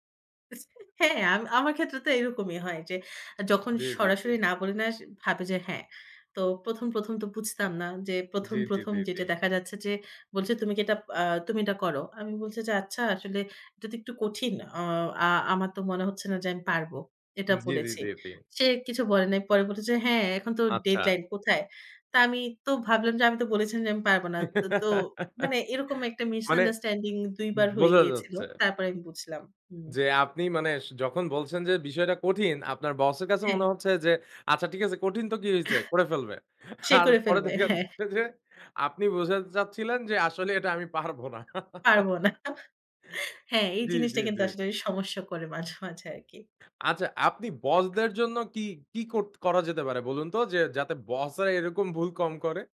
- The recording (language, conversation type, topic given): Bengali, podcast, আপনি কীভাবে কাউকে ‘না’ বলতে শিখেছেন?
- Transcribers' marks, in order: chuckle; laugh; in English: "মিসআন্ডারস্ট্যান্ডিং"; other background noise; laughing while speaking: "হ্যাঁ"; laughing while speaking: "আর পরে দেখা যাচ্ছে যে"; laugh; laughing while speaking: "না"; chuckle; tapping